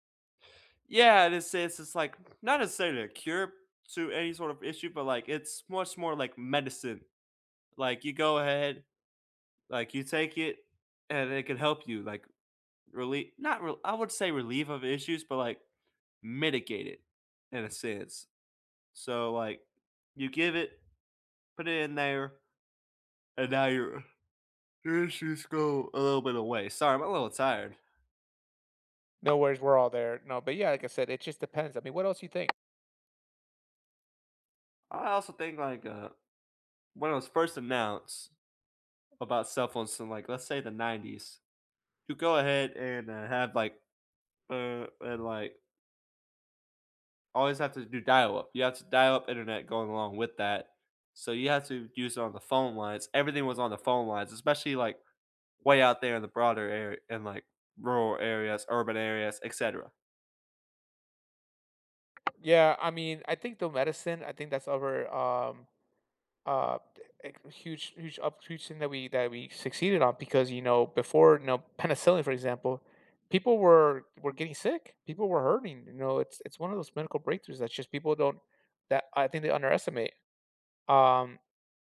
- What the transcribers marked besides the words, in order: other background noise; yawn; tapping
- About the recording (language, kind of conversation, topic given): English, unstructured, What scientific breakthrough surprised the world?
- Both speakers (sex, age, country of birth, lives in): male, 20-24, United States, United States; male, 35-39, United States, United States